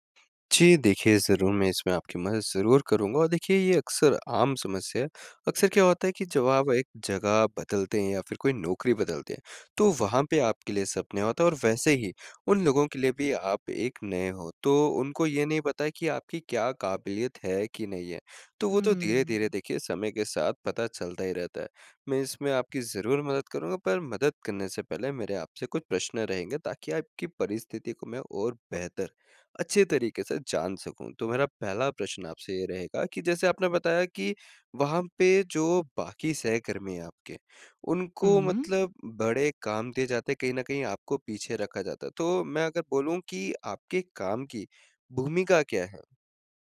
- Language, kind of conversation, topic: Hindi, advice, मैं सहकर्मियों और प्रबंधकों के सामने अधिक प्रभावी कैसे दिखूँ?
- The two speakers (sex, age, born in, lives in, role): female, 50-54, India, India, user; male, 20-24, India, India, advisor
- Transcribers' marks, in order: none